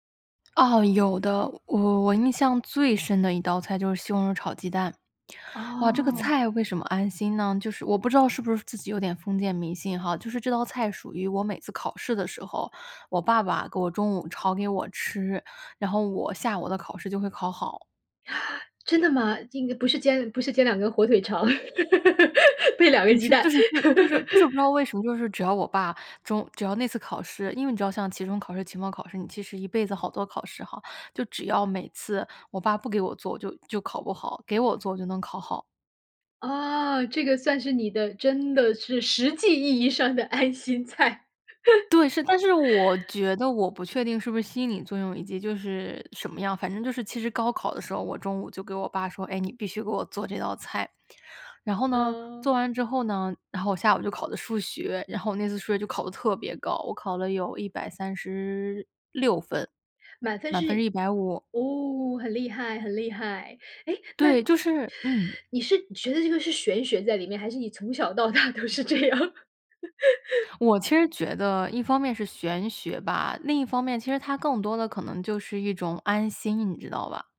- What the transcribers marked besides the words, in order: lip smack; laugh; laughing while speaking: "配两个鸡蛋"; laugh; laughing while speaking: "爱心菜"; laugh; inhale; laughing while speaking: "到大都是这样的？"; chuckle
- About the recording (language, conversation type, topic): Chinese, podcast, 小时候哪道菜最能让你安心？